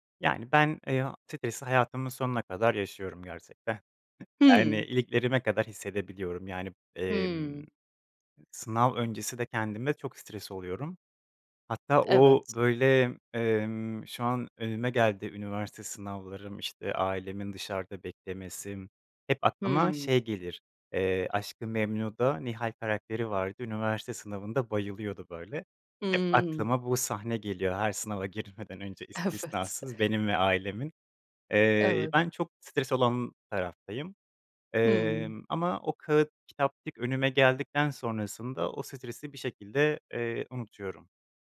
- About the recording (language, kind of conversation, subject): Turkish, podcast, Sınav kaygısıyla başa çıkmak için genelde ne yaparsın?
- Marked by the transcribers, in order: giggle; tapping; laughing while speaking: "girmeden önce"; laughing while speaking: "Evet"